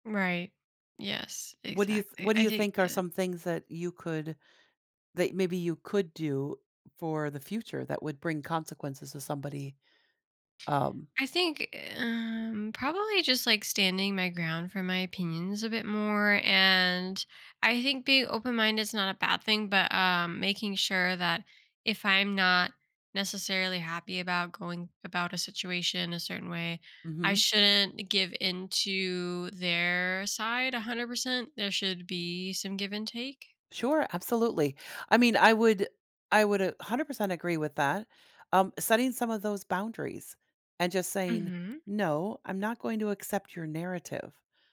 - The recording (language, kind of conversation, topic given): English, advice, How can I get my partner to listen when they dismiss my feelings?
- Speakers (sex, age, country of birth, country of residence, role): female, 30-34, United States, United States, user; female, 55-59, United States, United States, advisor
- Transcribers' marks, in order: none